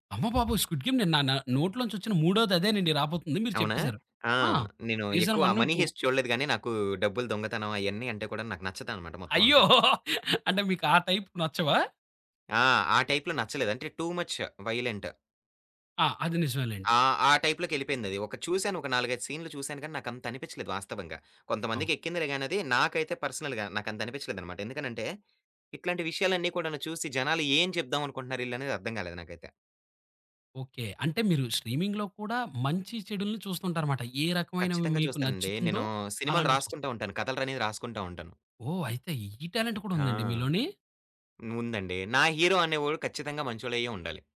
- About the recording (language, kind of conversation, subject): Telugu, podcast, స్ట్రీమింగ్ యుగంలో మీ అభిరుచిలో ఎలాంటి మార్పు వచ్చింది?
- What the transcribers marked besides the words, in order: in English: "సీజన్ 1, 2"; chuckle; in English: "టైప్‌లో"; in English: "టూ ముచ్ వైలెంట్"; in English: "పర్సనల్‌గా"; in English: "స్ట్రీమింగ్‌లో"; in English: "టాలెంట్"